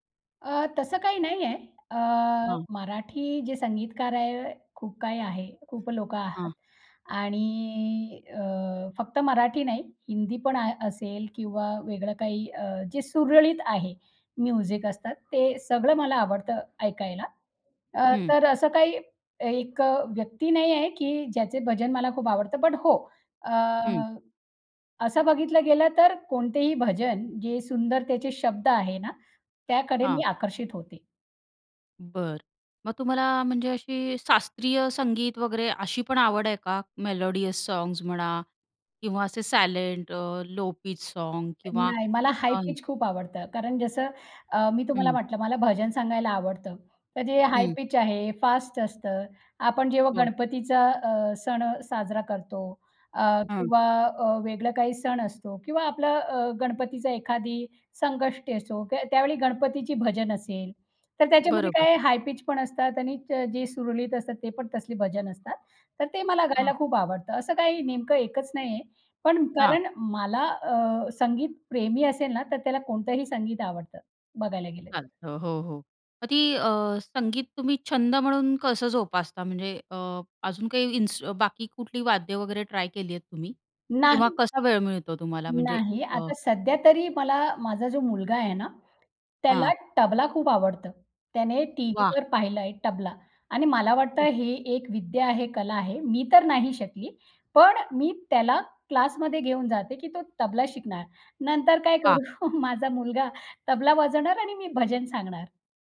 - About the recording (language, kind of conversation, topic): Marathi, podcast, तुमच्या संगीताच्या आवडीवर कुटुंबाचा किती आणि कसा प्रभाव पडतो?
- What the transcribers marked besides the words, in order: in English: "म्युझिक"; in English: "बट"; in English: "मेलोडियस सॉंग्स"; in English: "सायलेंट लो पीच सॉंग्स"; other background noise; in English: "हाई पिच"; in English: "हाई पिच"; in English: "हाई पिच"; in English: "ट्राय"; "तबला" said as "टबला"; "तबला" said as "टबला"; laughing while speaking: "काय करू? माझा मुलगा तबला वाजवणार आणि मी भजन सांगणार"